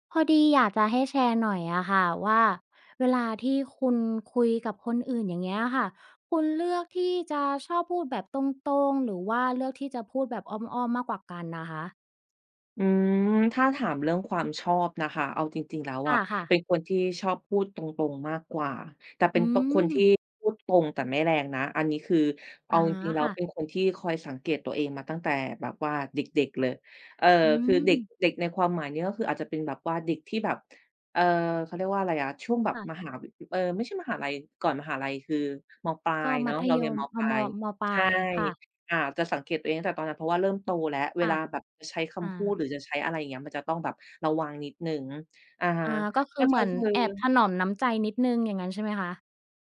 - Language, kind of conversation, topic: Thai, podcast, เวลาคุยกับคนอื่น คุณชอบพูดตรงๆ หรือพูดอ้อมๆ มากกว่ากัน?
- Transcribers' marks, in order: tapping; background speech